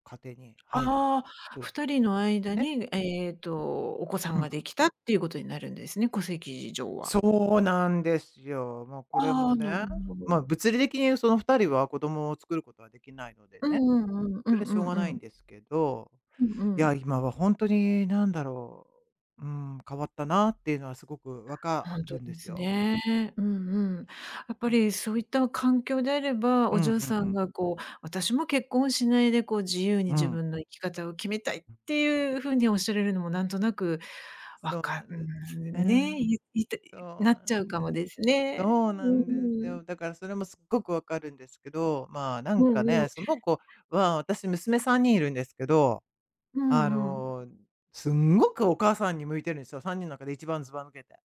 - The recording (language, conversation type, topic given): Japanese, advice, 将来の結婚や子どもに関する価値観の違いで、進路が合わないときはどうすればよいですか？
- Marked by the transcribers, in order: other background noise; other noise; stressed: "すんごく"